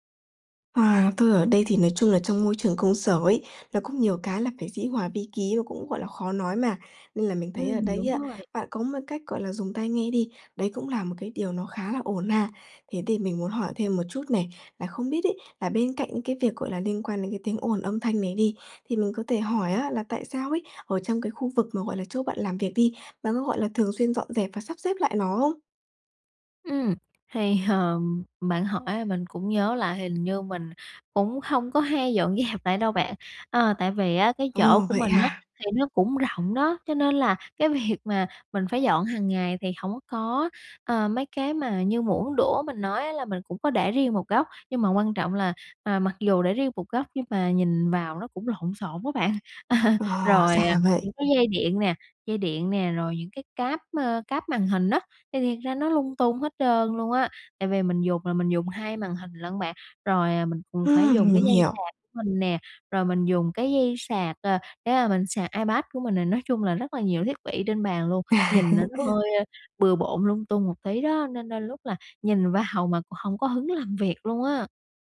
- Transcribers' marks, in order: tapping; laughing while speaking: "ờm"; laughing while speaking: "dẹp"; laughing while speaking: "việc"; other background noise; laugh; laughing while speaking: "Ờ"; laugh; laughing while speaking: "vào"
- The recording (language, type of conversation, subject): Vietnamese, advice, Làm thế nào để điều chỉnh không gian làm việc để bớt mất tập trung?